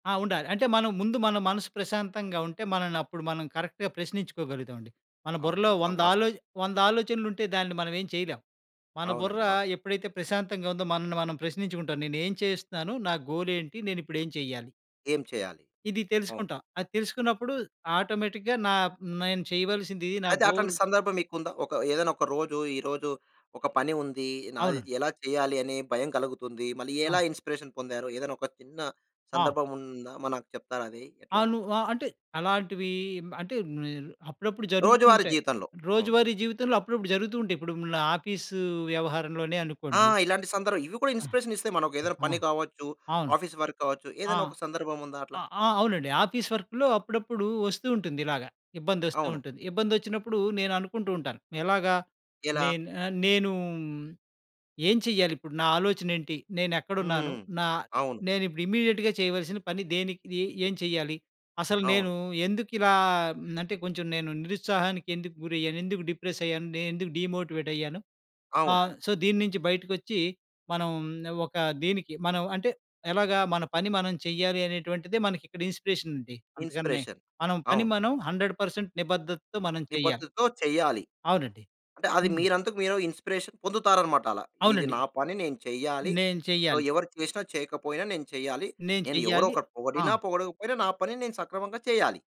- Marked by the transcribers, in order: in English: "కరెక్ట్‌గా"; in English: "ఆటోమేటిక్‌గా"; in English: "గోల్"; in English: "ఇన్‌స్పిరేషన్"; in English: "ఇన్‌స్పిరేషన్"; in English: "ఆఫీస్ వర్క్‌లో"; in English: "ఆఫీస్ వర్క్"; in English: "ఇమీడియేట్‌గా"; in English: "డిప్రెస్"; in English: "డీమోటివేట్"; in English: "సో"; in English: "ఇన్‌స్పిరేషన్"; in English: "హండ్రెడ్ పర్సెంట్"; in English: "ఇన్‌స్పిరేషన్"; in English: "సో"
- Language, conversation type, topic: Telugu, podcast, ఇన్స్పిరేషన్ కోసం మీరు సాధారణంగా ఏమేమి చూస్తారు—సినిమాలా, ఫోటోలా, ప్రత్యక్ష ప్రదర్శనలా?